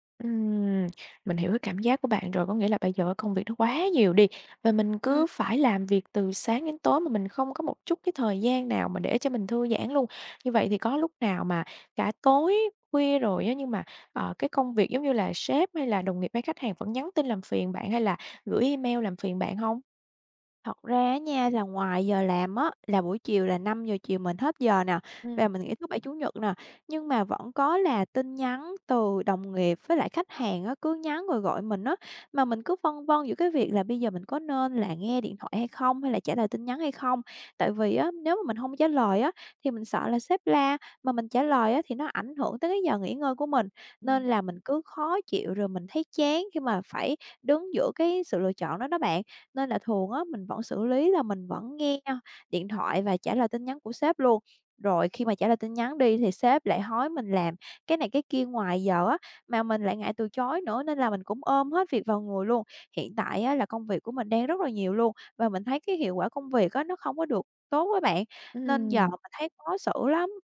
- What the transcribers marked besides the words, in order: tapping; stressed: "quá"
- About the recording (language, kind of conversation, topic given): Vietnamese, advice, Bạn đang cảm thấy kiệt sức vì công việc và chán nản, phải không?